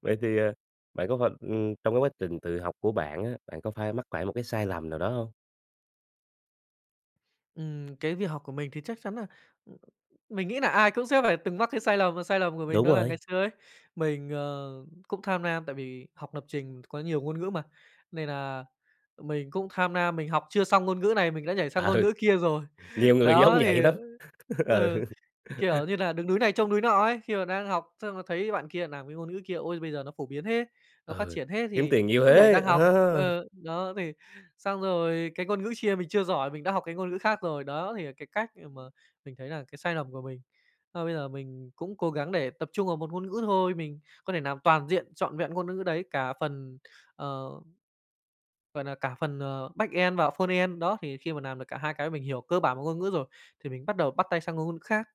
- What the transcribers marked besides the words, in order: tapping; laughing while speaking: "Ừ"; other background noise; laughing while speaking: "người giống vậy lắm. Ừ"; chuckle; "làm" said as "nàm"; "làm" said as "nàm"; in English: "backend"; in English: "frontend"; "làm" said as "nàm"
- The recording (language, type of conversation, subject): Vietnamese, podcast, Bạn thường tự học một kỹ năng mới như thế nào?